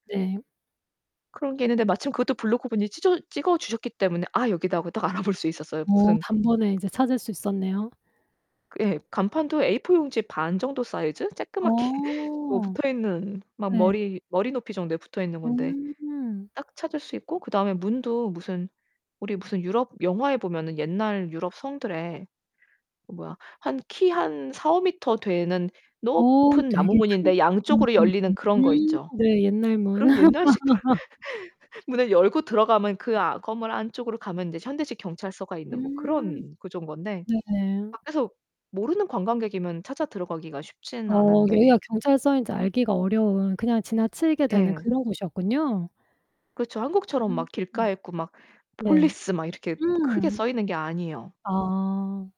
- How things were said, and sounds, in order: laughing while speaking: "알아 볼"; distorted speech; static; laughing while speaking: "조끄맣게"; laugh; laugh; tapping; in English: "폴리스"
- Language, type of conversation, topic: Korean, podcast, 여행에서 했던 실수 중 가장 인상 깊게 남은 교훈은 무엇인가요?